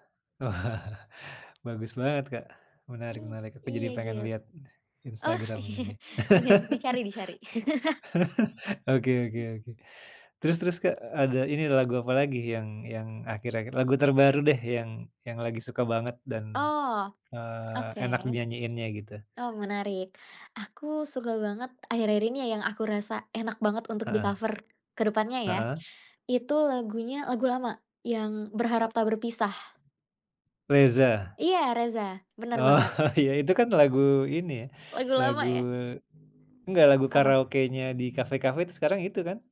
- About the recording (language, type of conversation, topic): Indonesian, podcast, Apa hobi favoritmu, dan kenapa kamu menyukainya?
- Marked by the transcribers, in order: laughing while speaking: "Wah"; chuckle; laughing while speaking: "oh iya, oke"; laugh; other background noise; tapping; in English: "di-cover"; laughing while speaking: "Oh"; chuckle